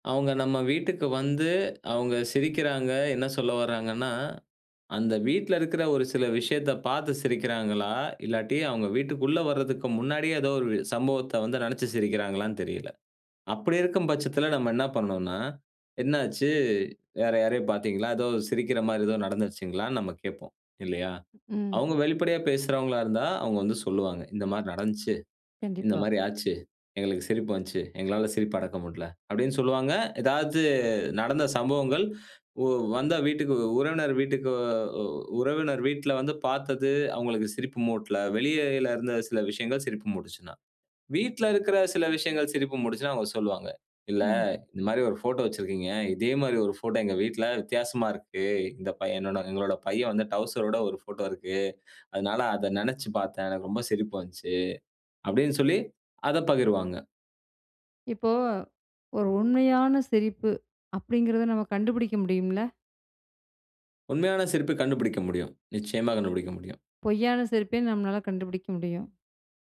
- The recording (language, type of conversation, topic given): Tamil, podcast, சிரிப்பு ஒருவரைப் பற்றி என்ன சொல்லும்?
- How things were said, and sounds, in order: "வெளியிலருந்த" said as "வெளியிலலருந்த"